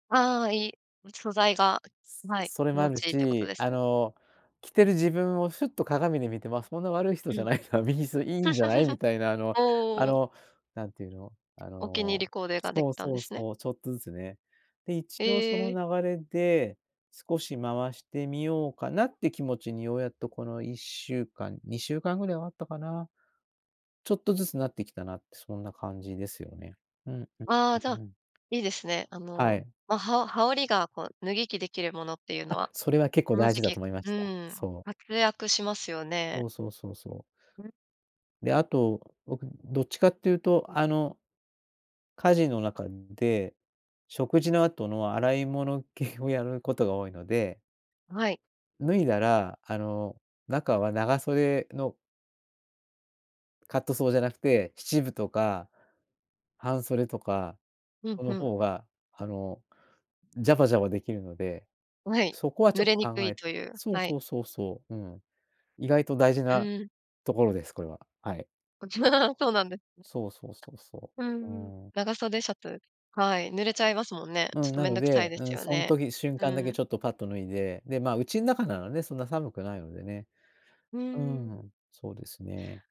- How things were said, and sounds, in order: laughing while speaking: "ないな、別に"; giggle; laugh; other noise
- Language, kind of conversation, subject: Japanese, podcast, 朝の服選びは、どうやって決めていますか？
- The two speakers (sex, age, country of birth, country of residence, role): female, 35-39, Japan, Japan, host; male, 60-64, Japan, Japan, guest